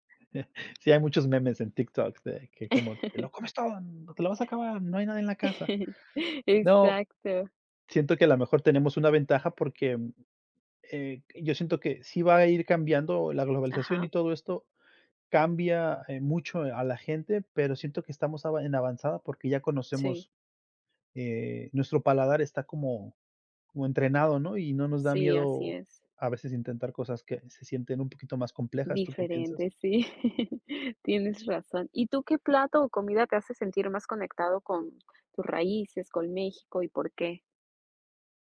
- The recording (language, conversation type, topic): Spanish, unstructured, ¿Qué papel juega la comida en la identidad cultural?
- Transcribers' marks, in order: chuckle; tapping; chuckle; put-on voice: "Te lo comes todo, te … en la casa"; chuckle; chuckle